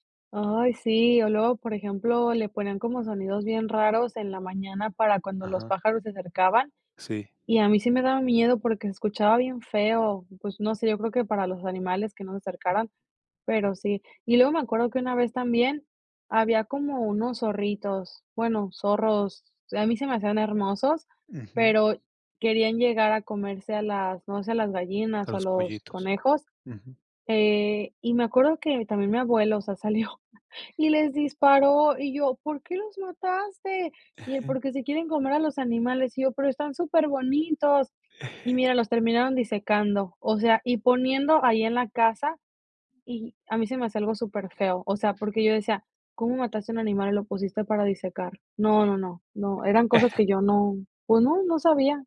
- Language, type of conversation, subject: Spanish, podcast, ¿Tienes alguna anécdota de viaje que todo el mundo recuerde?
- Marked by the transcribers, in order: chuckle; other background noise; chuckle